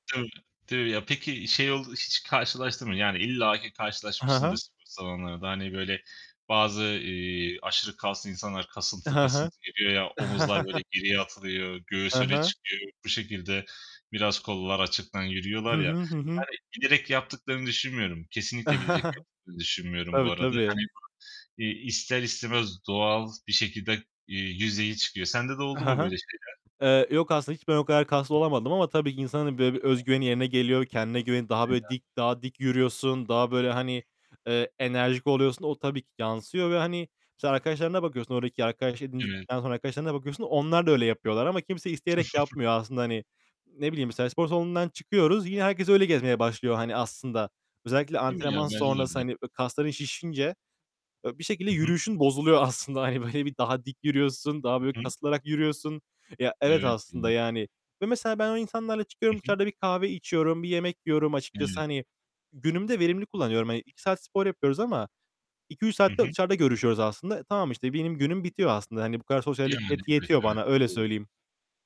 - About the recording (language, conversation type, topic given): Turkish, unstructured, Hobilerin insan ilişkilerini nasıl etkilediğini düşünüyorsun?
- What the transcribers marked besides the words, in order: unintelligible speech; distorted speech; static; other background noise; chuckle; chuckle; tapping; mechanical hum; unintelligible speech; chuckle; unintelligible speech; laughing while speaking: "aslında. Hani böyle"